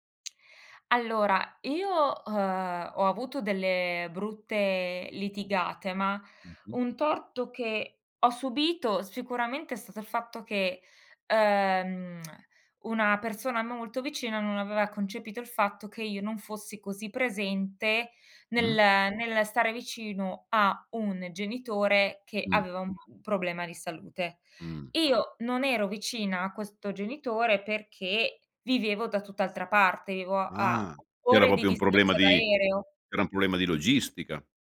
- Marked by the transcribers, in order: tsk
- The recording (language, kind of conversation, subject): Italian, podcast, Come si può ricostruire la fiducia in famiglia dopo un torto?